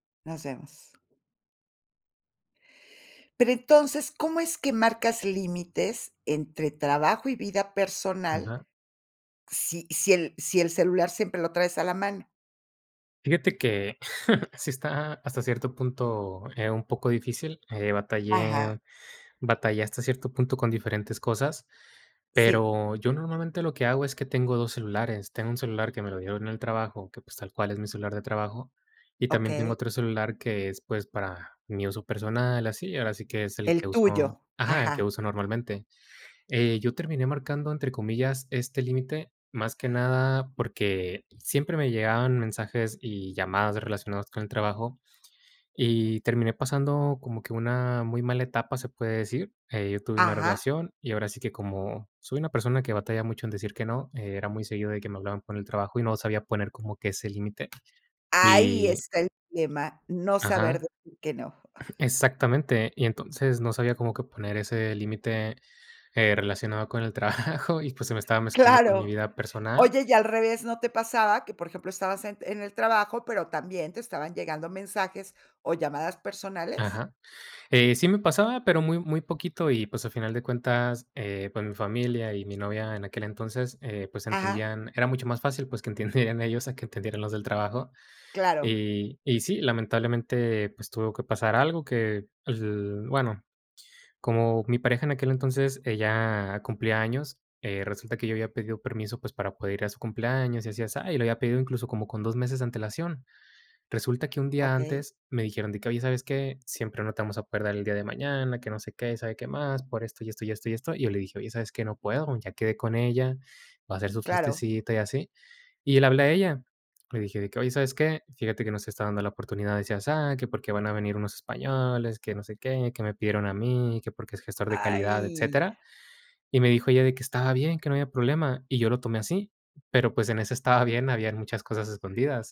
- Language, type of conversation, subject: Spanish, podcast, ¿Cómo estableces límites entre el trabajo y tu vida personal cuando siempre tienes el celular a la mano?
- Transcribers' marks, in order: tapping; laugh; stressed: "Ahí"; giggle; laughing while speaking: "trabajo"; joyful: "Claro"; other background noise; laughing while speaking: "entendieran"; drawn out: "¡Ay!"